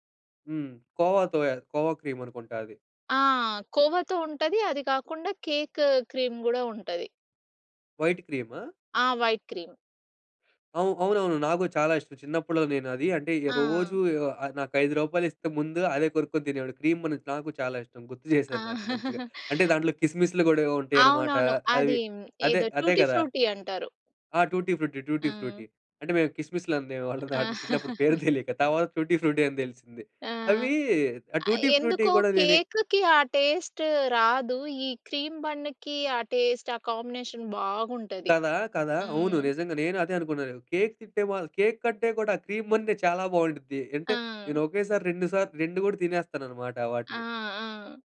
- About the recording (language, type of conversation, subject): Telugu, podcast, స్ట్రీట్ ఫుడ్ రుచి ఎందుకు ప్రత్యేకంగా అనిపిస్తుంది?
- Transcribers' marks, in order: in English: "కోవా"; in English: "కోవా క్రీమ్"; in English: "కేక్ క్రీమ్"; in English: "వైట్"; in English: "వైట్ క్రీమ్"; in English: "క్రీమ్ బన్"; chuckle; in English: "టూటీ ఫ్రూటీ"; in English: "టూటీ ఫ్రూటీ, టూటి ఫ్రూటీ"; laugh; laughing while speaking: "పేరు తెలియక"; in English: "టూటీ ఫ్రూటీ"; in English: "టూటి ఫ్రూటీ"; in English: "టేస్ట్"; in English: "క్రీమ్ బన్‌కి"; in English: "టేస్ట్"; in English: "కాంబినేషన్"; in English: "కేక్స్"; in English: "కేక్"; in English: "క్రీమ్"